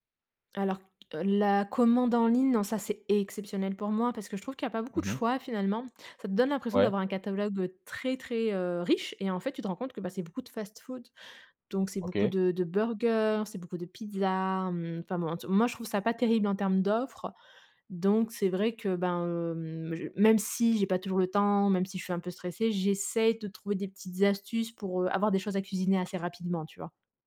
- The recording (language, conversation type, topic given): French, podcast, Comment t’organises-tu pour cuisiner quand tu as peu de temps ?
- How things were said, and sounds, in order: stressed: "exceptionnel"; tapping; stressed: "même"